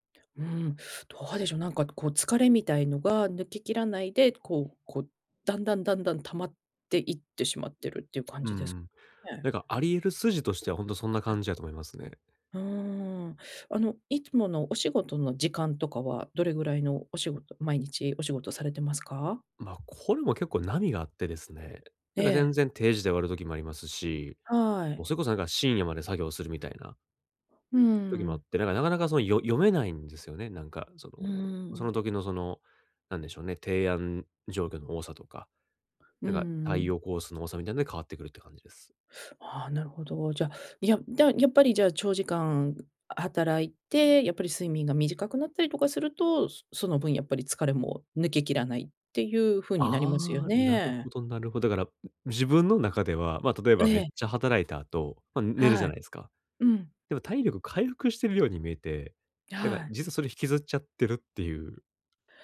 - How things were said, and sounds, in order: none
- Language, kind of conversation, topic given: Japanese, advice, 短時間で元気を取り戻すにはどうすればいいですか？